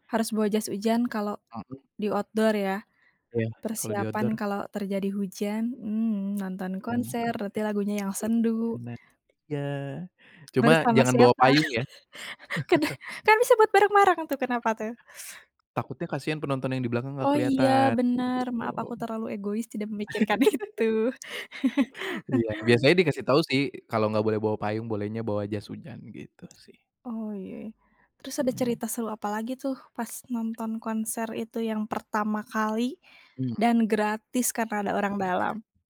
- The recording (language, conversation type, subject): Indonesian, podcast, Apa pengalaman menonton konser yang paling berkesan bagi kamu?
- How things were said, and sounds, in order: in English: "outdoor"; in English: "outdoor"; unintelligible speech; other background noise; chuckle; laughing while speaking: "Karena"; chuckle; laugh; laughing while speaking: "memikirkan itu"; chuckle; tapping